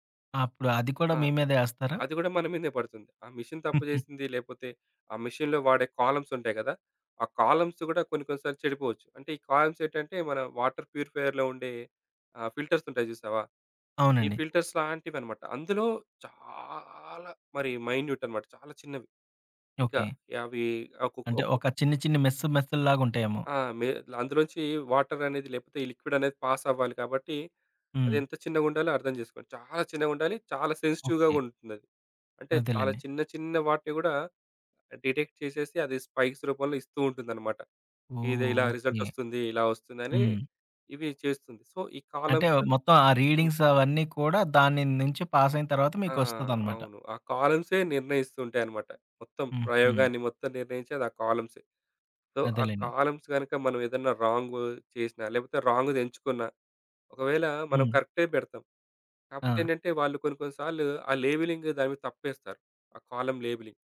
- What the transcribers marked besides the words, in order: in English: "మెషీన్"; giggle; in English: "మెషీన్‌లో"; in English: "కాలమ్స్"; in English: "కాలమ్స్"; in English: "కాలమ్స్"; in English: "వాటర్ ప్యూరిఫైయర్‌లో"; in English: "ఫిల్టర్స్"; in English: "ఫిల్టర్స్"; in English: "వాటర్"; in English: "లిక్విడ్"; in English: "పాస్"; other background noise; in English: "సెన్సిటివ్‌గా"; in English: "డిటెక్ట్"; in English: "స్పైక్స్"; tapping; in English: "రిజల్ట్"; in English: "సో"; in English: "కాలమ్స్"; in English: "రీడింగ్స్"; in English: "పాస్"; in English: "సో"; in English: "కాలమ్స్"; in English: "రాంగ్‌ది"; in English: "లేబెలింగ్"; in English: "కాలమ్ లేబెలింగ్"
- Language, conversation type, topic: Telugu, podcast, బలహీనతను బలంగా మార్చిన ఒక ఉదాహరణ చెప్పగలరా?